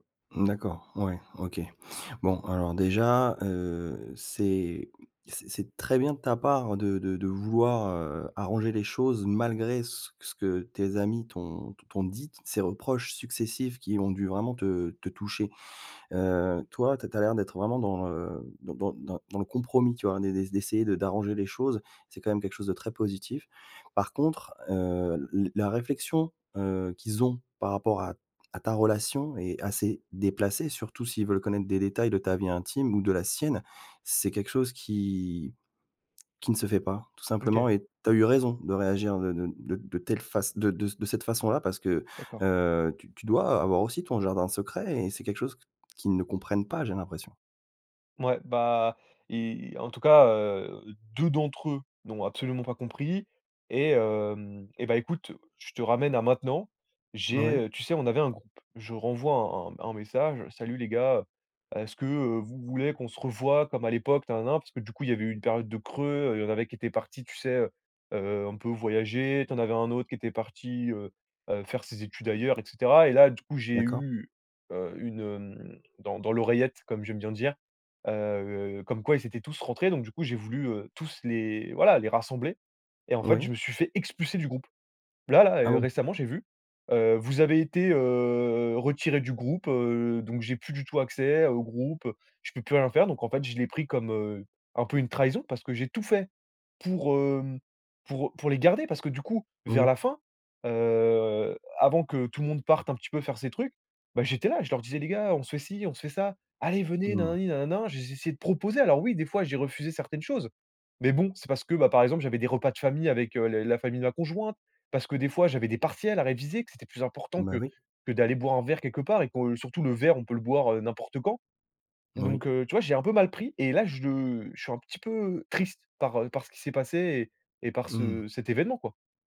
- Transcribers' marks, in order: drawn out: "heu"; drawn out: "heu"
- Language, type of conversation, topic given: French, advice, Comment gérer des amis qui s’éloignent parce que je suis moins disponible ?